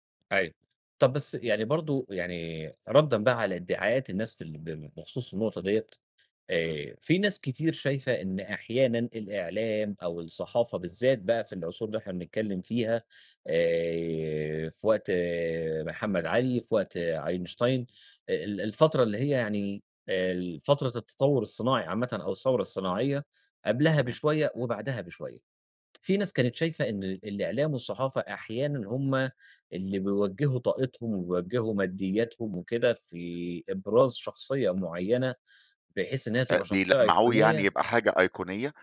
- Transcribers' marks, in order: none
- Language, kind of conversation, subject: Arabic, podcast, إيه اللي بيخلّي الأيقونة تفضل محفورة في الذاكرة وليها قيمة مع مرور السنين؟